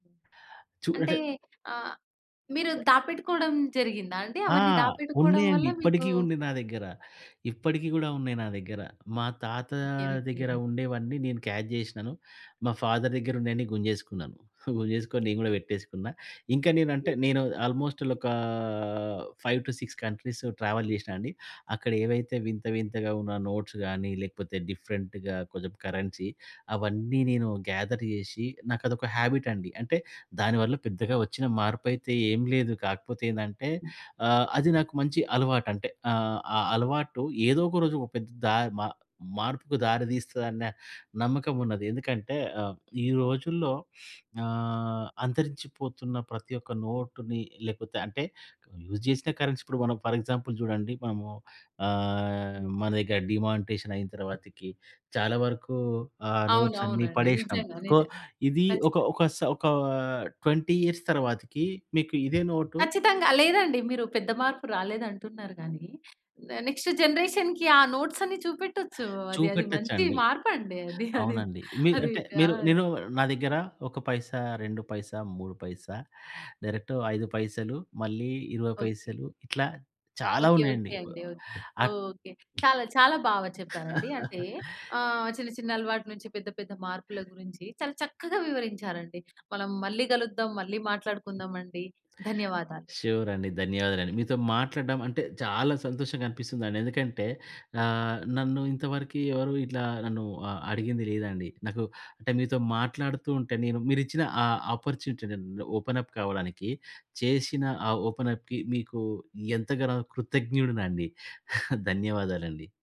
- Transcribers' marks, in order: in English: "క్యాచ్"; in English: "ఫాదర్"; giggle; other background noise; other noise; in English: "ఆల్మోస్ట్"; drawn out: "ఒకా"; in English: "ఫైవ్ టు సిక్స్ కంట్రీస్ ట్రావెల్"; in English: "నోట్స్"; in English: "డిఫరెంట్‌గా"; in English: "కరెన్సీ"; in English: "గేథర్"; in English: "హాబిట్"; sniff; in English: "యూజ్"; in English: "కరెన్సీ"; in English: "ఫర్ ఎగ్జాంపుల్"; in English: "డీమానిటైజేషన్"; in English: "నోట్స్"; in English: "ట్వెంటీ ఇయర్స్"; in English: "నెక్స్ట్ జనరేషన్‌కి"; in English: "నోట్స్"; laughing while speaking: "అది. అది, అది"; in English: "డైరెక్ట్"; tapping; laugh; in English: "అపార్చునిటీ"; in English: "ఓపెన్ అప్"; in English: "ఓపెన్ అప్‌కి"; giggle
- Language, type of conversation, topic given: Telugu, podcast, చిన్న అలవాట్లు మీ జీవితంలో పెద్ద మార్పులు తీసుకొచ్చాయని మీరు ఎప్పుడు, ఎలా అనుభవించారు?